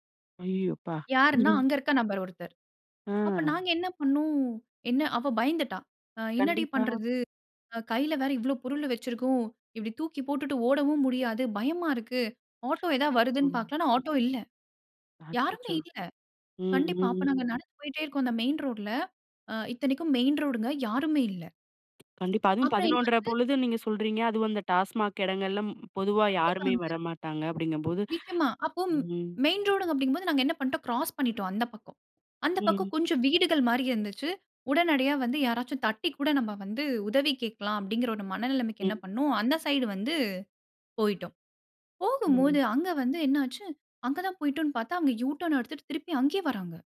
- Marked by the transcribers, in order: chuckle; tapping; other noise; other background noise
- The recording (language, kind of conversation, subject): Tamil, podcast, பயத்தை எதிர்த்து நீங்கள் வெற்றி பெற்ற ஒரு சம்பவத்தைப் பகிர்ந்து சொல்ல முடியுமா?